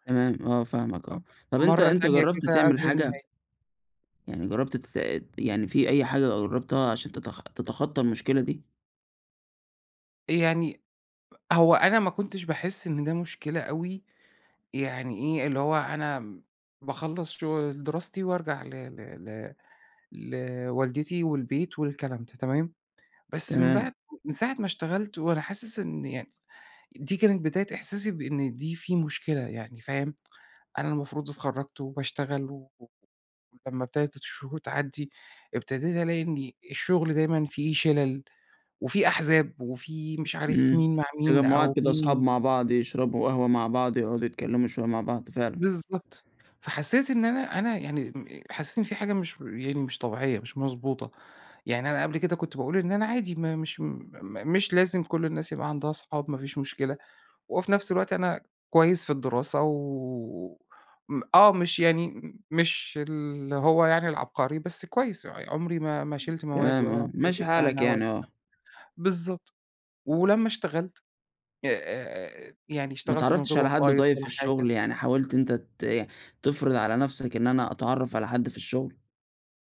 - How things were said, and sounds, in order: unintelligible speech; tsk; other background noise; unintelligible speech
- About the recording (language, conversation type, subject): Arabic, advice, إزاي أقدر أوصف قلقي الاجتماعي وخوفي من التفاعل وسط مجموعات؟